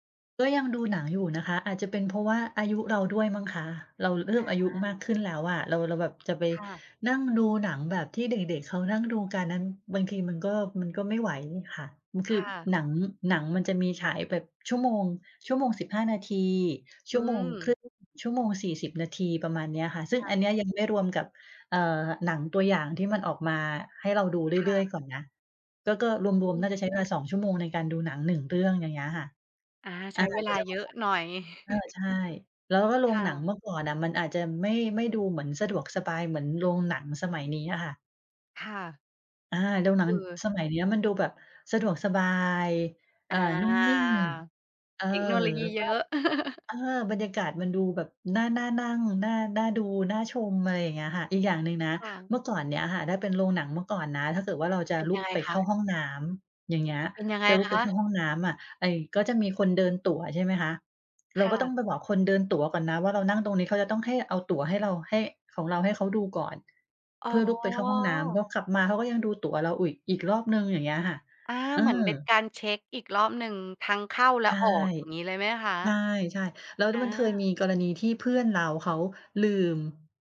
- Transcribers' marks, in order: other background noise; chuckle; chuckle
- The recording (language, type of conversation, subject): Thai, podcast, การดูหนังในโรงกับดูที่บ้านต่างกันยังไงสำหรับคุณ?